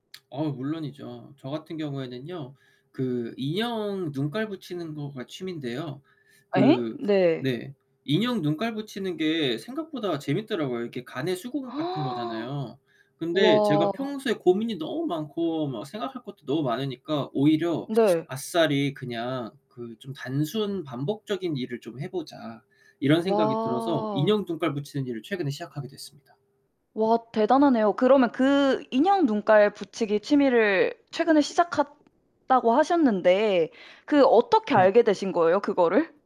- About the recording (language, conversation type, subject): Korean, podcast, 취미를 시작하게 된 계기가 무엇인가요?
- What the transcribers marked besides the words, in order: lip smack; mechanical hum; gasp; tapping; "시작했다" said as "시작핬다"